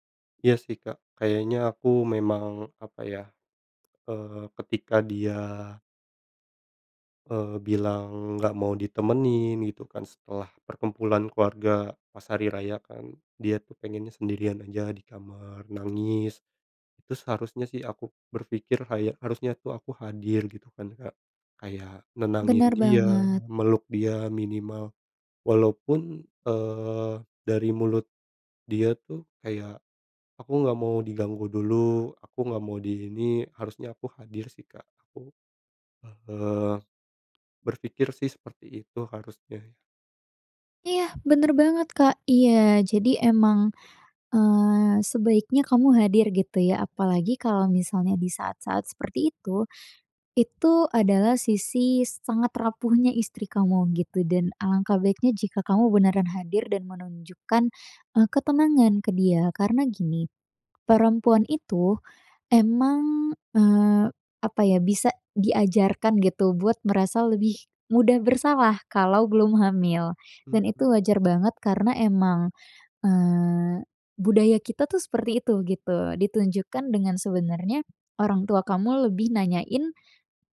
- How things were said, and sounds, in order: other background noise; tapping
- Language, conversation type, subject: Indonesian, advice, Apakah Anda diharapkan segera punya anak setelah menikah?